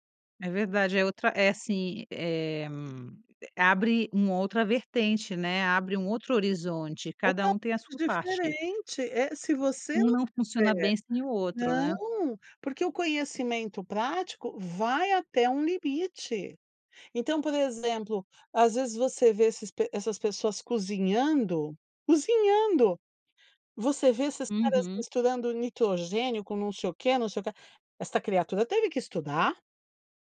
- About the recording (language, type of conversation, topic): Portuguese, podcast, O que é mais útil: diplomas ou habilidades práticas?
- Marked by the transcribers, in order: none